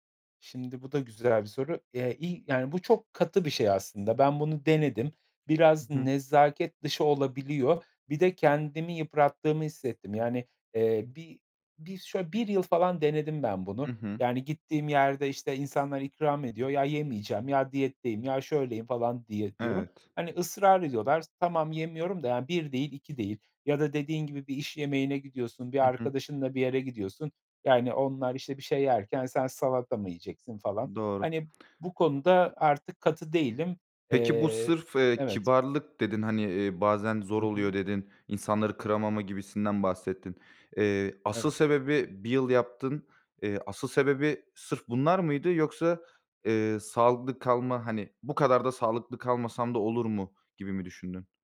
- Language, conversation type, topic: Turkish, podcast, Sağlıklı beslenmek için pratik ipuçları nelerdir?
- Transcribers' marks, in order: tapping